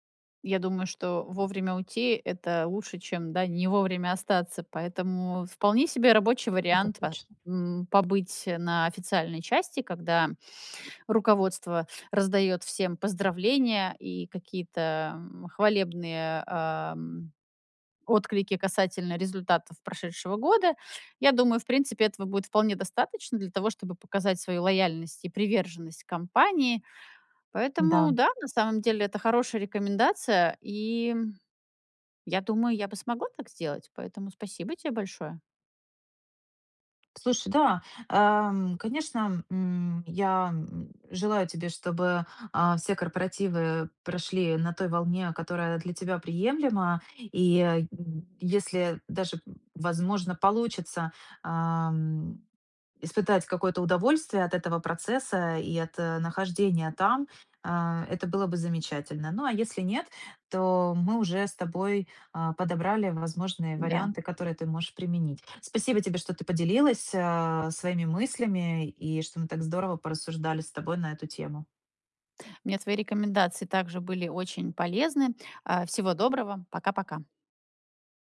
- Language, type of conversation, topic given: Russian, advice, Как перестать переживать и чувствовать себя увереннее на вечеринках?
- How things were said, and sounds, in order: none